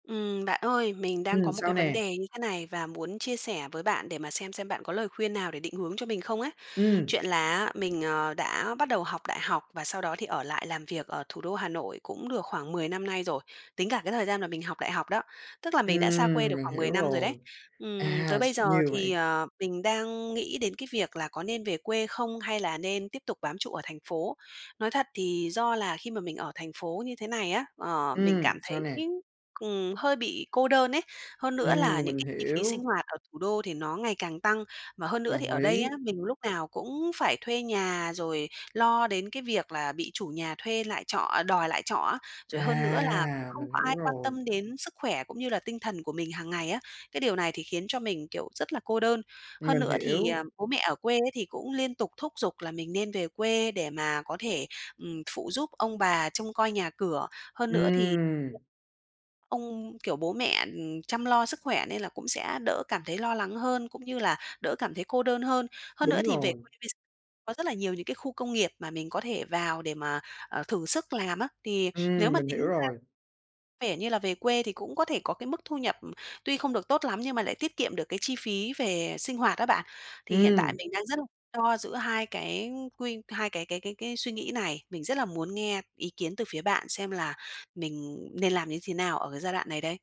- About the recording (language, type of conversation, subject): Vietnamese, advice, Bạn nên quay về nơi cũ hay ở lại?
- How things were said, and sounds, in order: tapping; other background noise